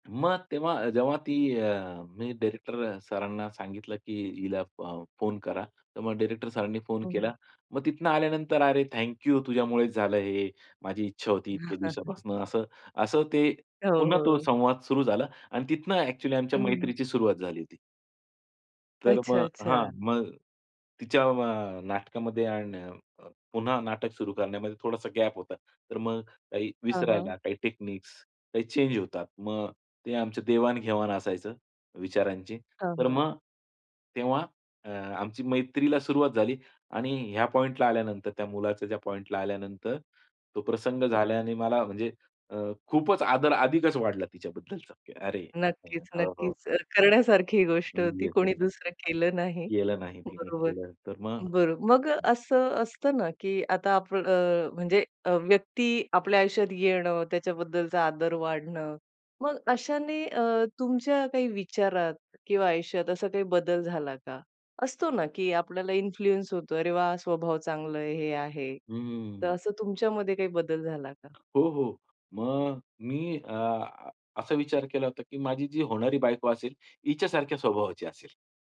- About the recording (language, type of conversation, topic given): Marathi, podcast, ट्रेनप्रवासात तुमची एखाद्या अनोळखी व्यक्तीशी झालेली संस्मरणीय भेट कशी घडली?
- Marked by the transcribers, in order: chuckle; other noise; in English: "इन्फ्लुअन्स"; tapping